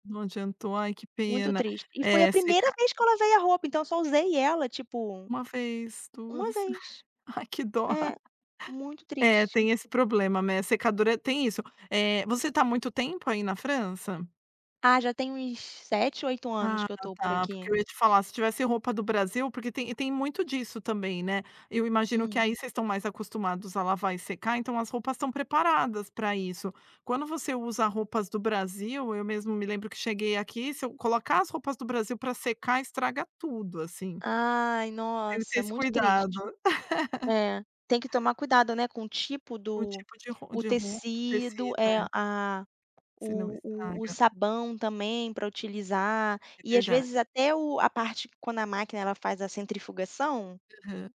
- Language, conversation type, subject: Portuguese, podcast, Como você organiza a lavagem de roupas no dia a dia para não deixar nada acumular?
- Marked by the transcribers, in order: chuckle; tapping; other background noise; laugh